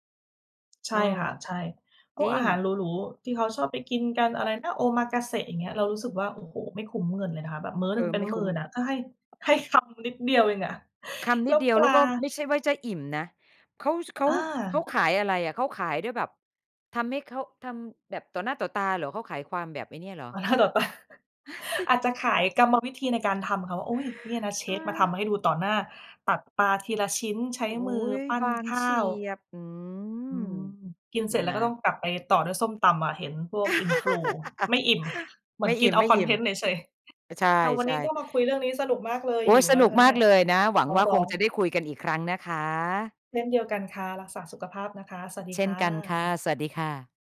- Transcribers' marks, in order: tapping; other background noise; laughing while speaking: "ตา"; chuckle; drawn out: "อืม"; laugh
- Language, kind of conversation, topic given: Thai, unstructured, อาหารจานโปรดที่คุณชอบกินในแต่ละวันคืออะไร?